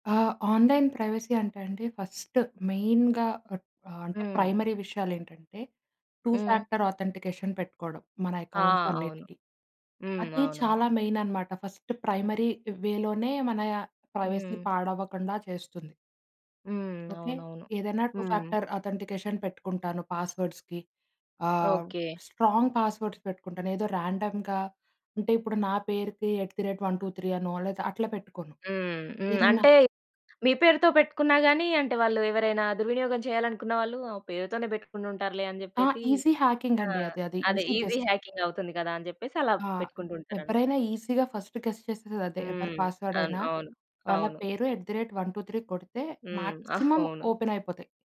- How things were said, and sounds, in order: in English: "ఆన్లైన్ ప్రైవసీ"; in English: "ఫస్ట్ మెయిన్‌గా"; in English: "ప్రైమరీ"; in English: "టూ ఫ్యాక్టర్ ఆథెంటికేషన్"; in English: "అకౌంట్స్"; in English: "ఫస్ట్ ప్రైమరీ"; in English: "ప్రైవసీ"; in English: "టూ ఫ్యాక్టర్ అథెంటికేషన్"; in English: "పాస్‌వర్డ్స్‌కి"; in English: "స్ట్రాంగ్ పాస్‌వర్డ్స్"; in English: "రాండమ్‌గా"; in English: "ఎట్ ద రేట్ వన్ టూ త్రీ"; in English: "ఈజీ హ్యాకింగ్"; in English: "ఈజీ హ్యాకింగ్"; in English: "ఈజీ గెస్"; tapping; in English: "ఈజీగా ఫస్టు గెస్"; in English: "పాస్‌వర్డ్"; in English: "ఎట్ ద రేట్ వన్ టూ త్రీ"; in English: "మాక్సిమం"; giggle
- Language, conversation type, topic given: Telugu, podcast, ఆన్‌లైన్‌లో మీ గోప్యతను మీరు ఎలా జాగ్రత్తగా కాపాడుకుంటారు?